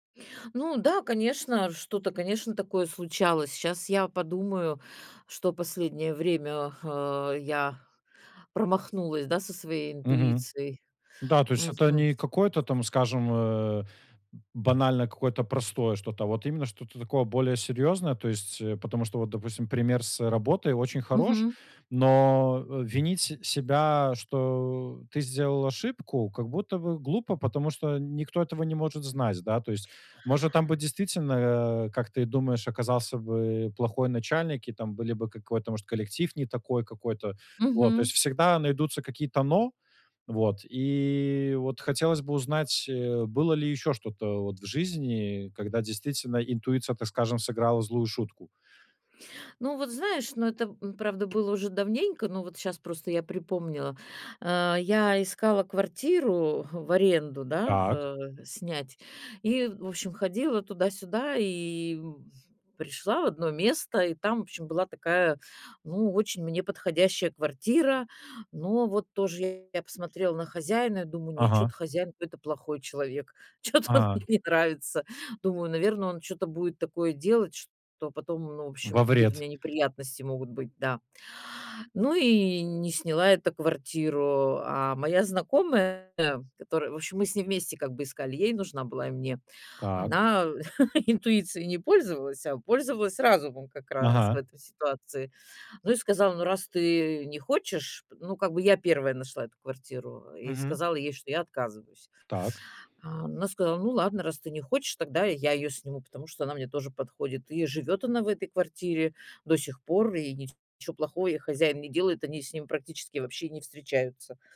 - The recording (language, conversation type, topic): Russian, advice, Как мне лучше сочетать разум и интуицию при принятии решений?
- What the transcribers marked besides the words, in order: tapping; other background noise; laughing while speaking: "Чё-то"; laugh